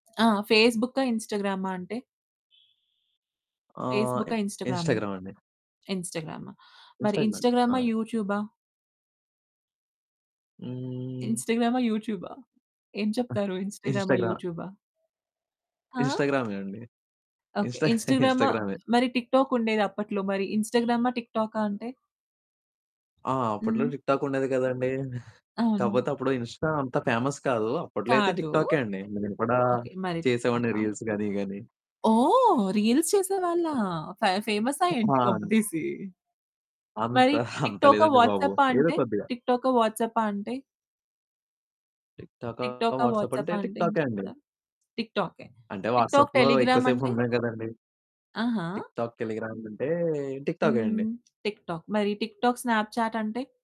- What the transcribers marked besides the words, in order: other background noise; distorted speech; in English: "ఇన్‌స్టాగ్రామ్"; chuckle; in English: "టిక్‌టాక్"; in English: "టిక్‌టాక్"; giggle; in English: "ఇన్‌స్టా"; in English: "ఫేమస్"; in English: "రీల్స్"; in English: "రీల్స్"; chuckle; in English: "టిక్‌టాక్"; in English: "వాట్సాప్‌లో"; in English: "టిక్‌టాక్, టెలిగ్రామ్"; in English: "టిక్‌టాక్"; in English: "టిక్‌టాక్"
- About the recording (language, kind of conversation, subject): Telugu, podcast, ఫోన్ మరియు సామాజిక మాధ్యమాల వల్ల వచ్చే అంతరాయాలను తగ్గించడానికి మీరు ఏమి చేస్తారు?